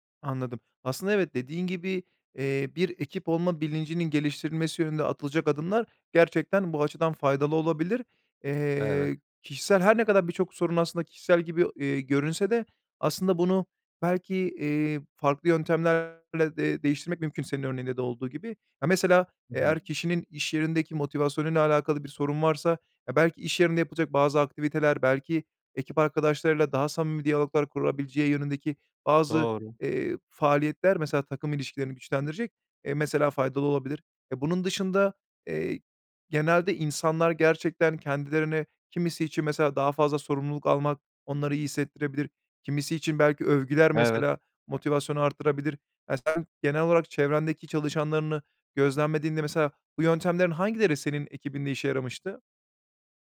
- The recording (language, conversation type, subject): Turkish, podcast, Motivasyonu düşük bir takımı nasıl canlandırırsın?
- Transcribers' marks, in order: other background noise; tapping